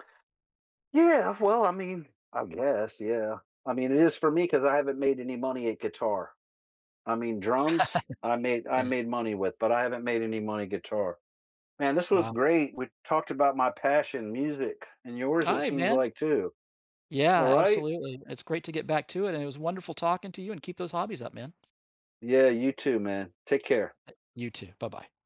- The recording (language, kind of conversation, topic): English, unstructured, How can hobbies improve your mental health?
- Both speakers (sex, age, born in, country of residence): male, 55-59, United States, United States; male, 60-64, United States, United States
- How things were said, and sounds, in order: laugh; tapping